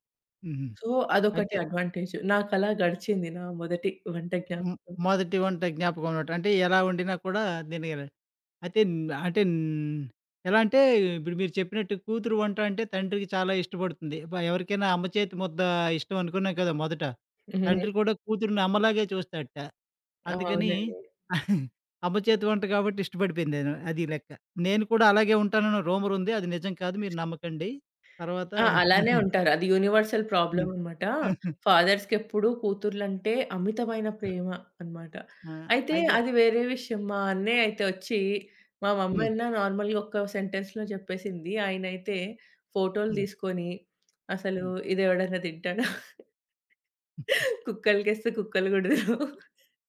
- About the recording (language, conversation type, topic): Telugu, podcast, మీకు గుర్తున్న మొదటి వంట జ్ఞాపకం ఏమిటి?
- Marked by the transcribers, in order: in English: "సో"; in English: "అడ్వాంటేజ్"; giggle; in English: "రూమర్"; other background noise; chuckle; in English: "యూనివర్సల్"; chuckle; in English: "ఫాదర్స్‌కెప్పుడు"; in English: "మమ్మీ"; in English: "నార్మల్‌గా"; in English: "సెంటెన్స్‌లో"; chuckle; giggle; laughing while speaking: "దినవు"